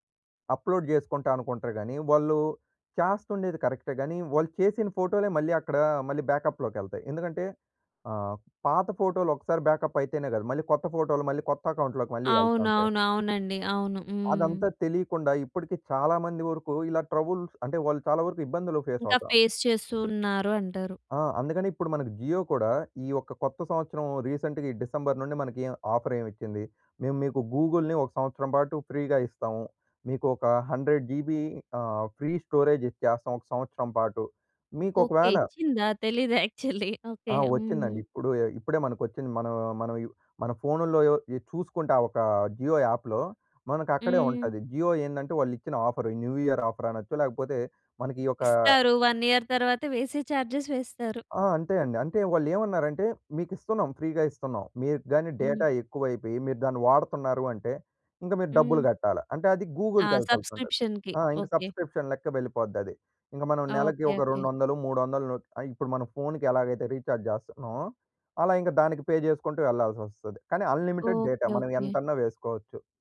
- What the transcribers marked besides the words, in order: in English: "అప్లోడ్"; in English: "బ్యాకప్"; in English: "అకౌంట్‌లోకి"; in English: "ట్రబుల్"; in English: "ఫేస్"; in English: "ఫేస్"; in English: "జియో"; in English: "రీసెంట్‌గా"; in English: "ఆఫర్"; in English: "గూగుల్‌నీ"; in English: "ఫ్రీ‌గా"; in English: "హండ్రెడ్ జీబీ"; in English: "ఫ్రీ స్టోరేజ్"; giggle; in English: "యాక్చువల్లీ"; in English: "జియో యాప్‌లో"; in English: "జియో"; in English: "న్యూ ఇయర్ ఆఫర్"; in English: "వన్ ఇయర్"; in English: "చార్జెస్"; in English: "ఫ్రీగా"; in English: "డేటా"; in English: "గూగుల్‌కి"; in English: "సబ్స్క్రిప్షన్‌కి"; in English: "సబ్స్క్రిప్షన్"; in English: "రీచార్జ్"; in English: "పే"; in English: "అన్లిమిటెడ్ డేటా"
- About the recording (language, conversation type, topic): Telugu, podcast, మీరు మొదట టెక్నాలజీని ఎందుకు వ్యతిరేకించారు, తర్వాత దాన్ని ఎలా స్వీకరించి ఉపయోగించడం ప్రారంభించారు?